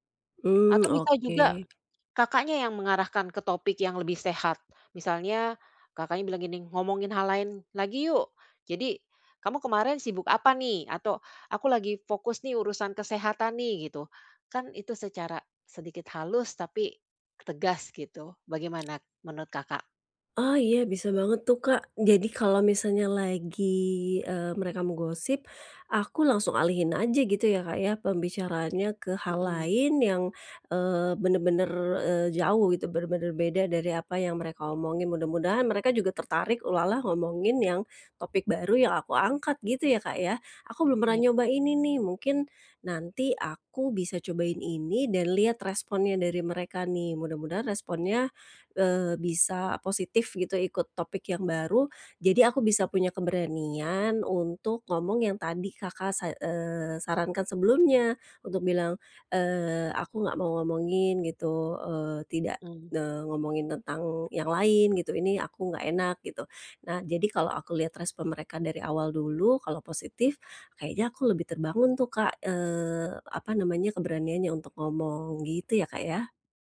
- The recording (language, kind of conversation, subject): Indonesian, advice, Bagaimana cara menetapkan batasan yang sehat di lingkungan sosial?
- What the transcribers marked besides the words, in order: tongue click; other background noise; tapping